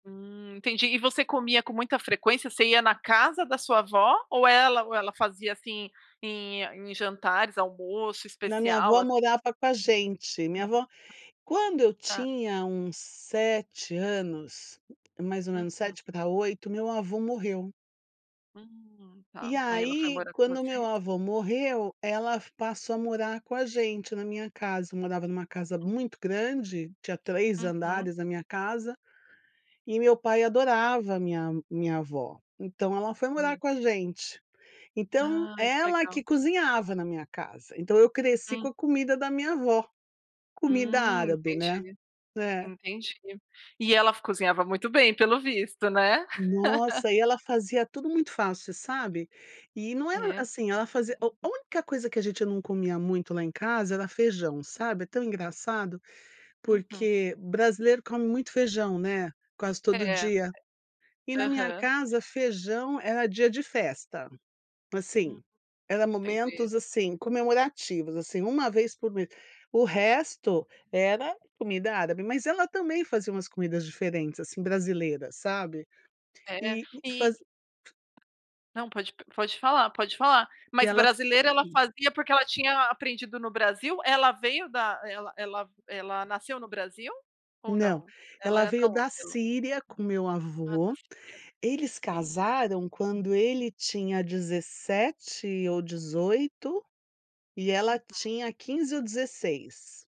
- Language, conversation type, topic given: Portuguese, podcast, Que comida da sua infância te traz lembranças imediatas?
- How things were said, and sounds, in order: tapping; laugh; other noise; unintelligible speech